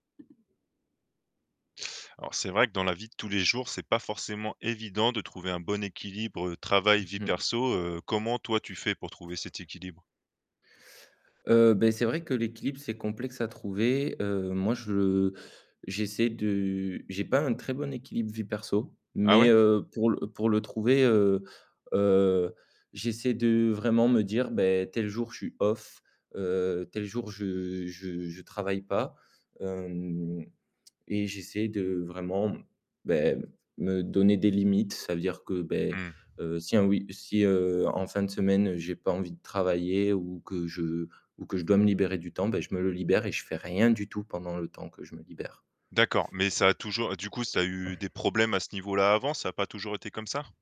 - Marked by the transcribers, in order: tapping; static; other background noise; in English: "off"; drawn out: "je"; stressed: "rien du tout"
- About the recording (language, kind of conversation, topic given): French, podcast, Comment trouves-tu l’équilibre entre le travail et la vie personnelle ?